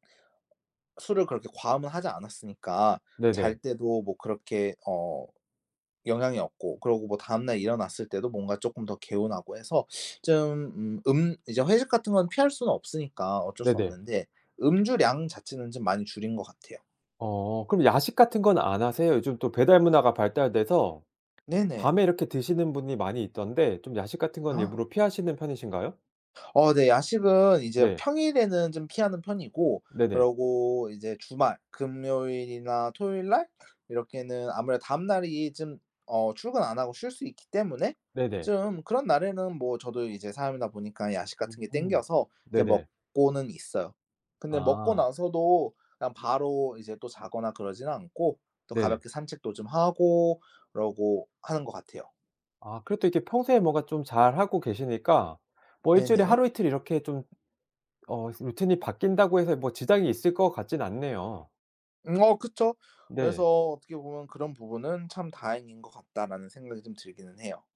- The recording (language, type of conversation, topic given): Korean, podcast, 잠을 잘 자려면 어떤 습관을 지키면 좋을까요?
- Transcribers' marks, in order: other background noise; gasp